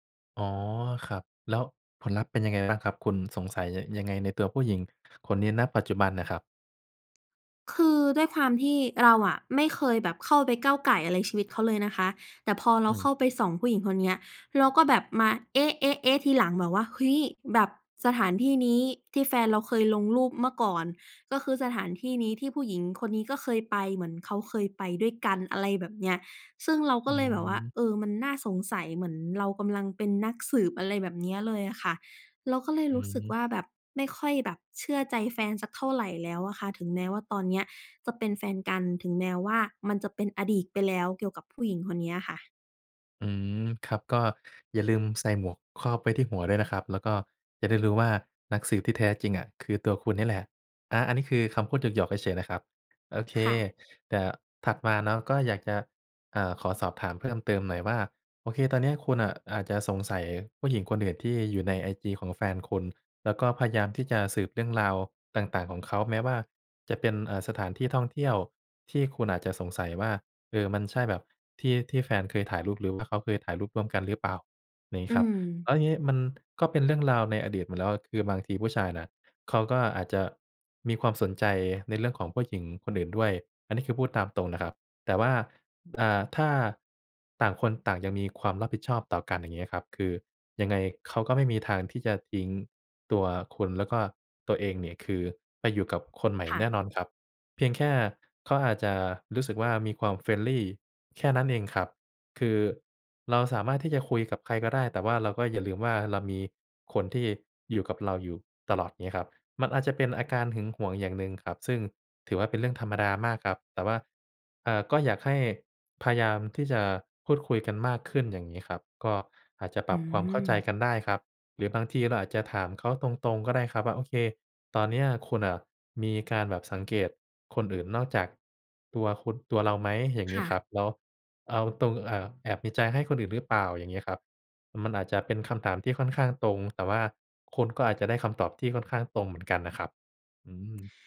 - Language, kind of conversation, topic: Thai, advice, คุณควรทำอย่างไรเมื่อรู้สึกไม่เชื่อใจหลังพบข้อความน่าสงสัย?
- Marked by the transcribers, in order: other background noise; in English: "friendly"